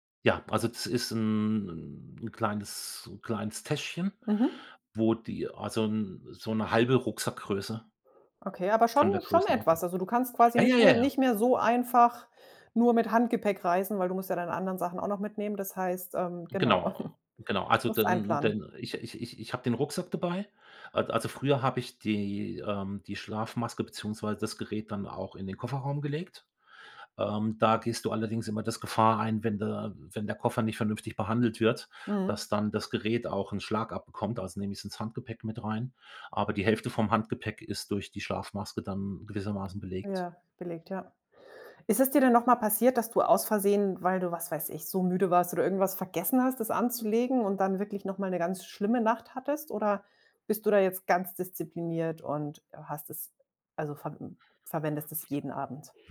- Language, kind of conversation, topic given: German, podcast, Wie gehst du mit andauernder Müdigkeit um?
- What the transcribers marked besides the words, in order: chuckle